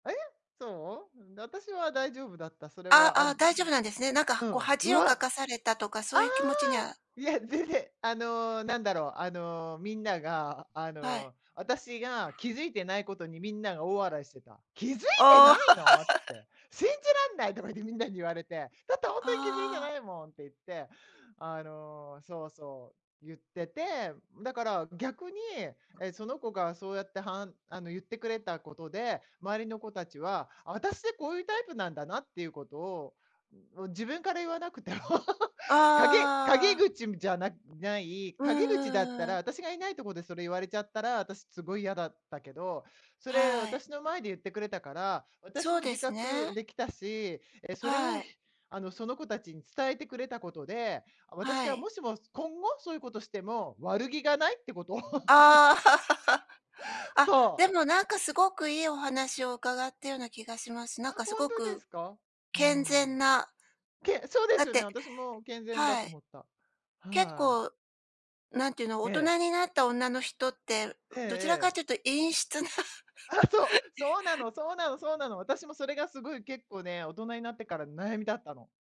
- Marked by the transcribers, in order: other background noise; surprised: "気づいてないの"; laugh; laughing while speaking: "言わなくても"; laugh; laughing while speaking: "陰湿な"; anticipating: "ああそう"; laugh
- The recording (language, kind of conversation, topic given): Japanese, unstructured, あなたの価値観を最も大きく変えた出来事は何でしたか？